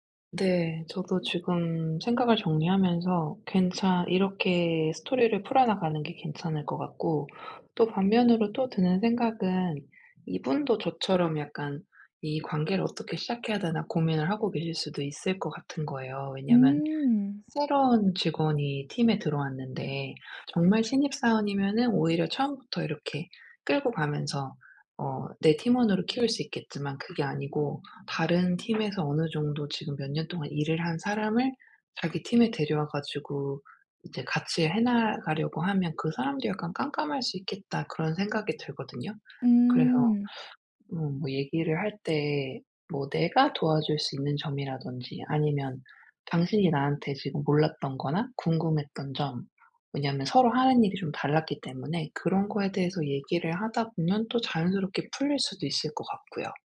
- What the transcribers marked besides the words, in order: other background noise; tapping
- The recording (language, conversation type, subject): Korean, advice, 멘토에게 부담을 주지 않으면서 효과적으로 도움을 요청하려면 어떻게 해야 하나요?